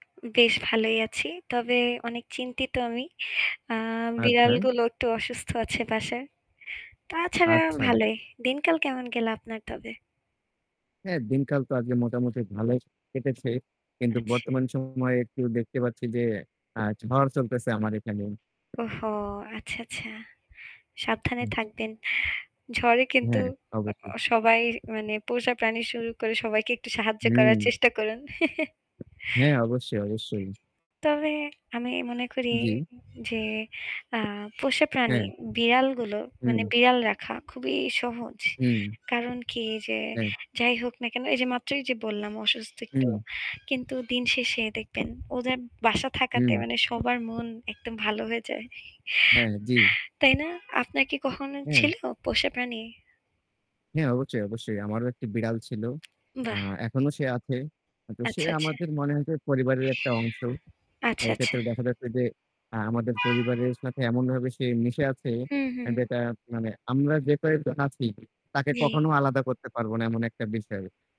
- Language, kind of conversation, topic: Bengali, unstructured, আপনার পরিবারের জন্য কোন ধরনের পোষা প্রাণী সবচেয়ে উপযুক্ত হতে পারে?
- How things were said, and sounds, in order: static; distorted speech; chuckle; other animal sound; horn; tapping